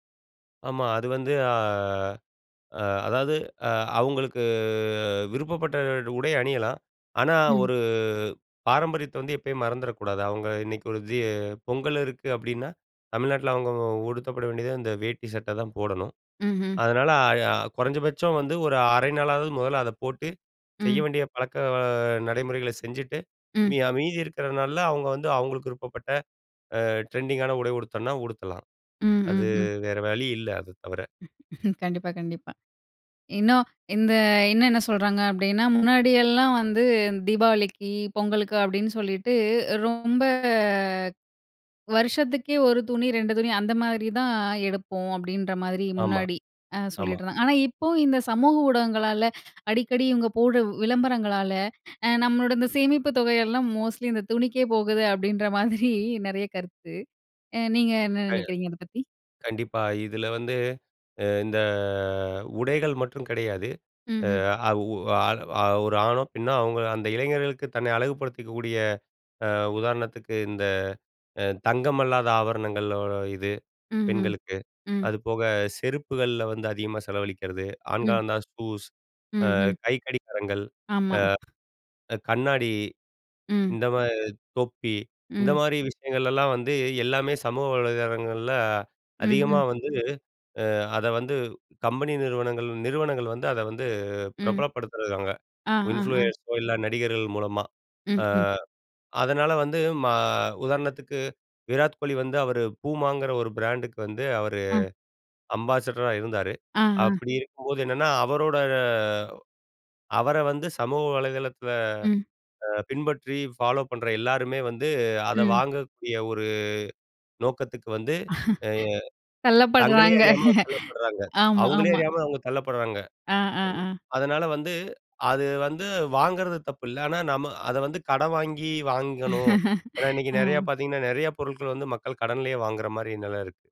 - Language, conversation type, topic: Tamil, podcast, சமூக ஊடகம் உங்கள் உடைத் தேர்வையும் உடை அணியும் முறையையும் மாற்ற வேண்டிய அவசியத்தை எப்படி உருவாக்குகிறது?
- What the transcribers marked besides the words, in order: in English: "ட்ரெண்டிங்கான"; "வழி" said as "வலி"; laugh; other background noise; in English: "மோஸ்ட்லி"; laughing while speaking: "அப்படின்ற மாதிரி"; drawn out: "இந்த"; other noise; in English: "இன்ஃப்ளூயன்ஸோ"; laugh; laughing while speaking: "தள்ளப்படுறாங்க. ஆமா ஆமா"; laughing while speaking: "ஆ"